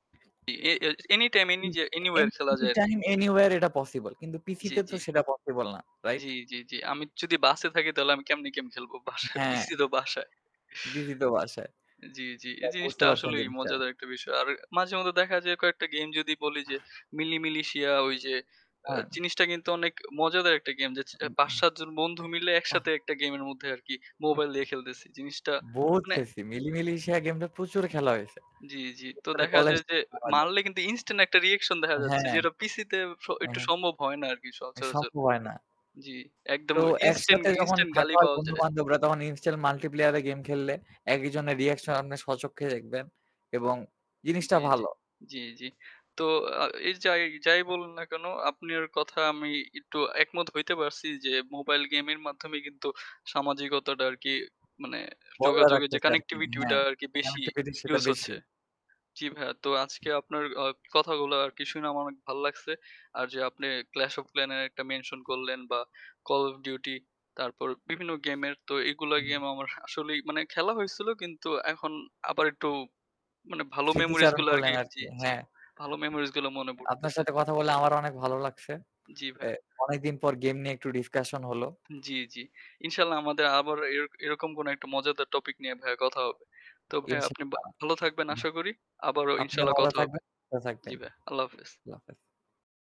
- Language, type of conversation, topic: Bengali, unstructured, মোবাইল গেম আর পিসি গেমের মধ্যে কোনটি আপনার কাছে বেশি উপভোগ্য?
- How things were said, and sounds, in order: static; other background noise; distorted speech; unintelligible speech; unintelligible speech; unintelligible speech; unintelligible speech